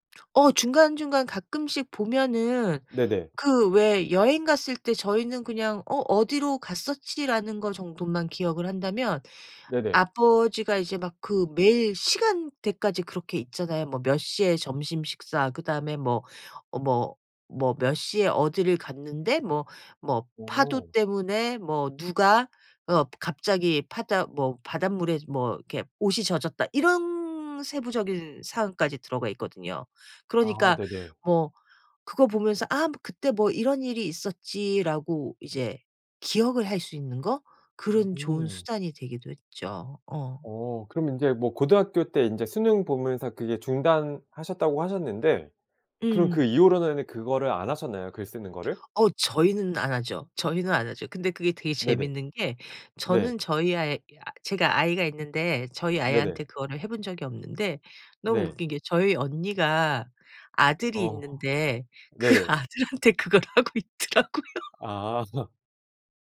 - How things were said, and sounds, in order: other background noise; laughing while speaking: "어"; laughing while speaking: "그 아들한테 그걸 하고 있더라고요"; laugh; laughing while speaking: "아"
- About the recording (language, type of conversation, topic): Korean, podcast, 집안에서 대대로 이어져 내려오는 전통에는 어떤 것들이 있나요?
- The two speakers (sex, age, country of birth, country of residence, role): female, 50-54, South Korea, United States, guest; male, 40-44, South Korea, South Korea, host